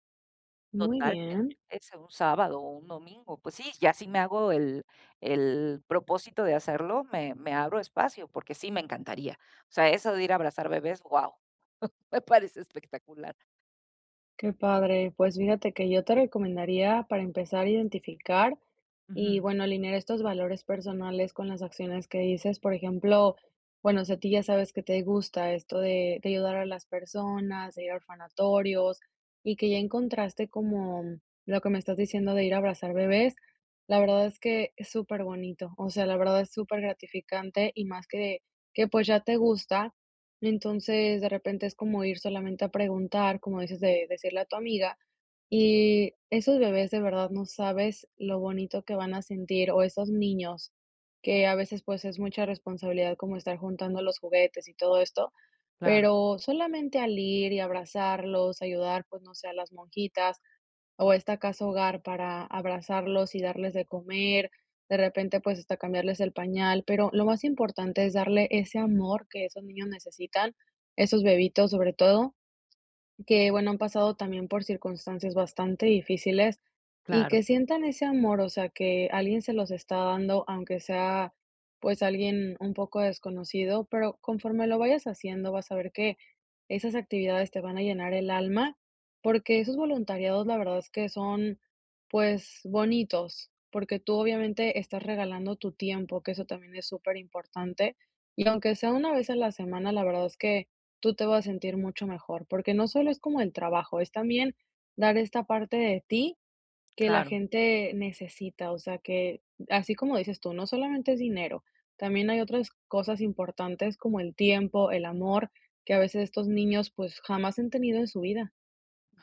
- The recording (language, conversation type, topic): Spanish, advice, ¿Cómo puedo encontrar un propósito fuera del trabajo?
- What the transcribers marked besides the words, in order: laughing while speaking: "me parece espectacular"; other background noise